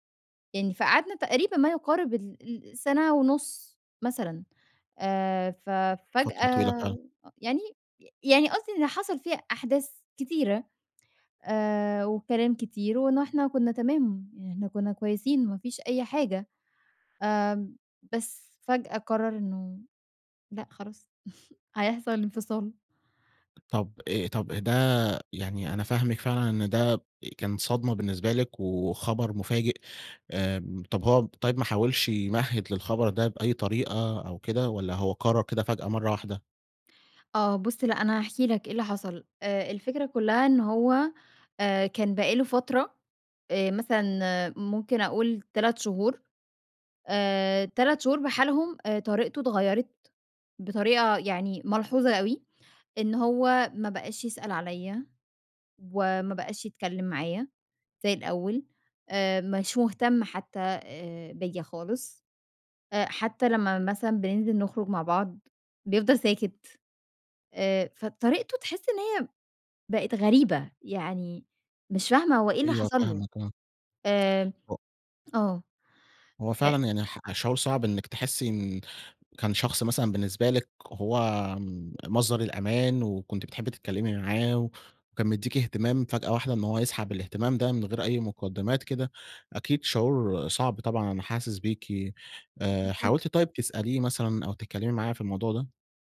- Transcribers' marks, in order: chuckle; tapping
- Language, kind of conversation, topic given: Arabic, advice, إزاي أتعامل مع حزن شديد بعد انفصال مفاجئ؟